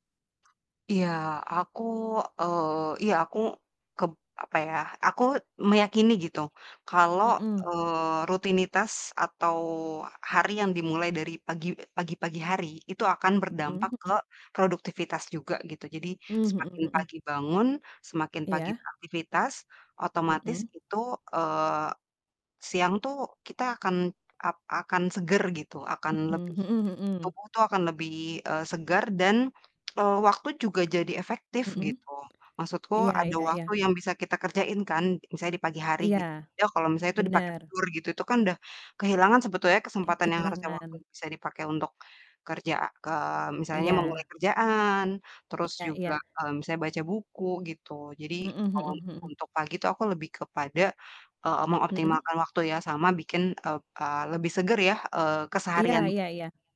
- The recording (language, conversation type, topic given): Indonesian, advice, Bagaimana cara agar saya bisa lebih mudah bangun pagi dan konsisten berolahraga?
- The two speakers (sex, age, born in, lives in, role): female, 30-34, Indonesia, Indonesia, user; female, 40-44, Indonesia, United States, advisor
- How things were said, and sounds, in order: tapping; mechanical hum; background speech; tsk; other background noise; distorted speech